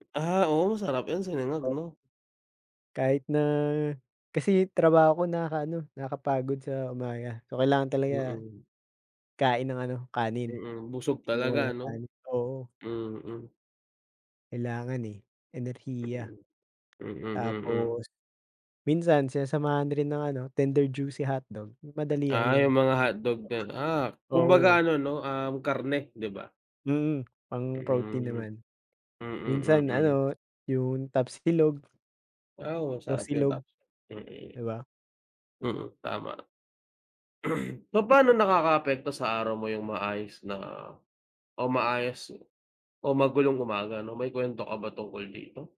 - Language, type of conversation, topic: Filipino, unstructured, Ano ang paborito mong gawin tuwing umaga para maging masigla?
- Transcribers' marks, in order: other noise; tapping; other background noise; throat clearing